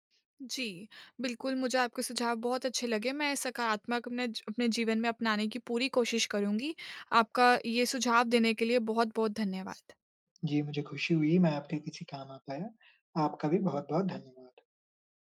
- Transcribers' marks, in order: none
- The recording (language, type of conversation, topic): Hindi, advice, मैं शांत रहकर आलोचना कैसे सुनूँ और बचाव करने से कैसे बचूँ?